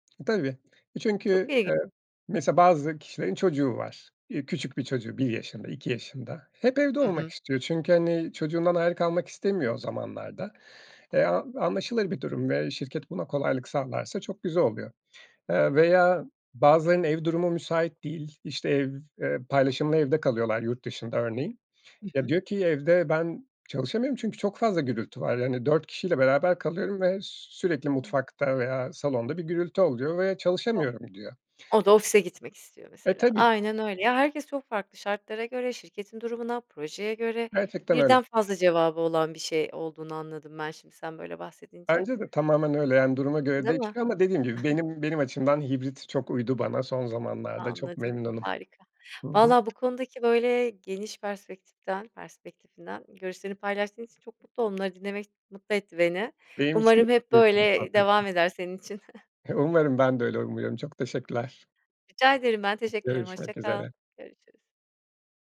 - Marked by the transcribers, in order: other noise; chuckle; chuckle; other background noise
- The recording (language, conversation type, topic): Turkish, podcast, Uzaktan çalışmanın artıları ve eksileri neler?